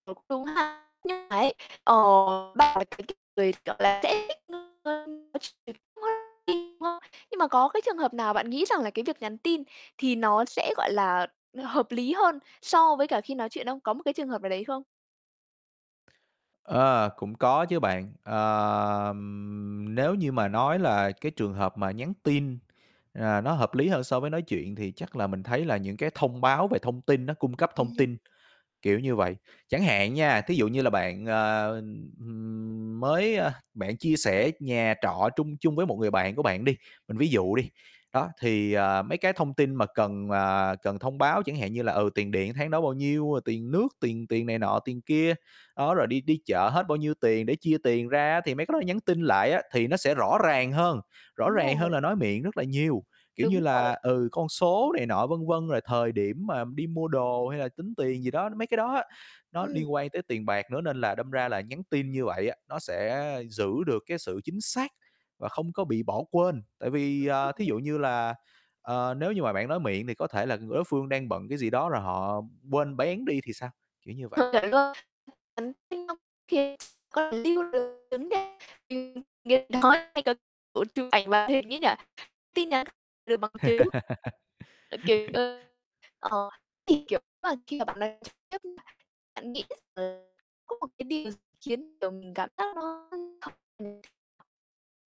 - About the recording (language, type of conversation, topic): Vietnamese, podcast, Bạn cân bằng giữa trò chuyện trực tiếp và nhắn tin như thế nào?
- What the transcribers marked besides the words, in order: distorted speech; unintelligible speech; tapping; other background noise; unintelligible speech; laugh; unintelligible speech; unintelligible speech